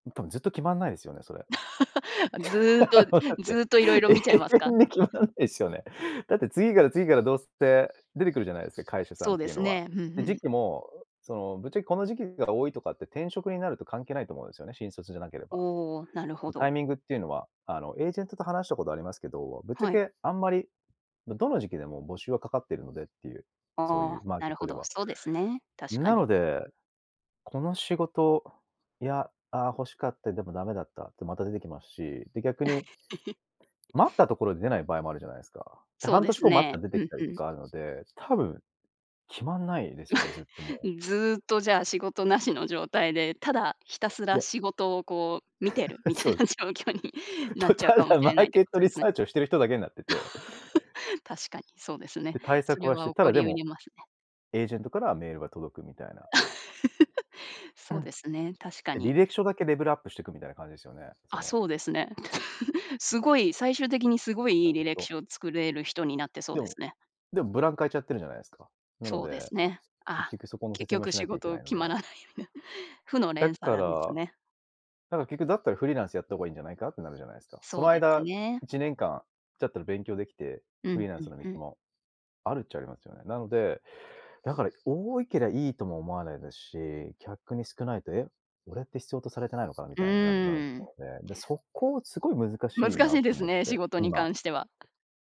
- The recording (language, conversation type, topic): Japanese, podcast, 選択肢が多すぎると、かえって決められなくなることはありますか？
- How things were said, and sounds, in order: laugh; laughing while speaking: "だって、永遠に決まらないすよね"; other background noise; other noise; tapping; laugh; chuckle; laughing while speaking: "みたいな状況に"; giggle; laughing while speaking: "と、ただマーケットリサーチを"; laugh; laugh; giggle; laughing while speaking: "決まらないような"